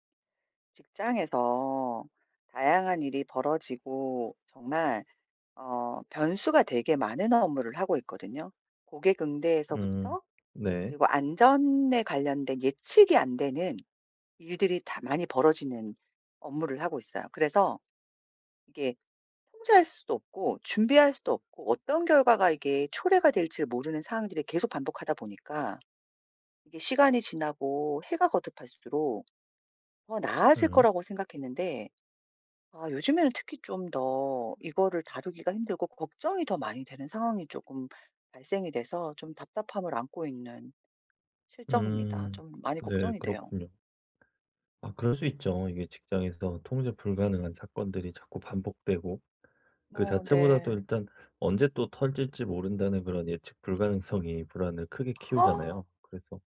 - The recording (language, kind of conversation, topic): Korean, advice, 통제할 수 없는 사건들 때문에 생기는 불안은 어떻게 다뤄야 할까요?
- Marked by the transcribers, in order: other background noise; gasp